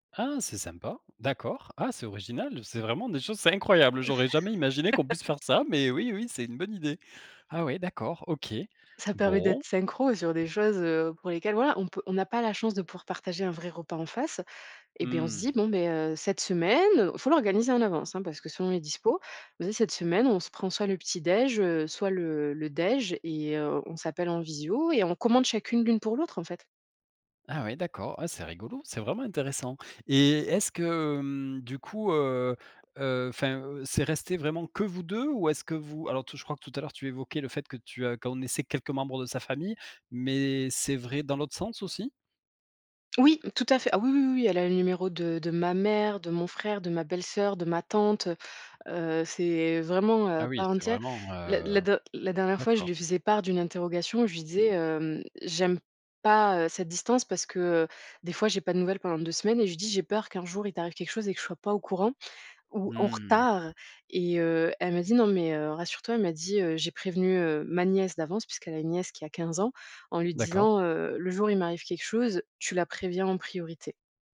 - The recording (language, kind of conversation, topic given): French, podcast, Comment entretenir une amitié à distance ?
- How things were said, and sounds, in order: laugh; tapping; other background noise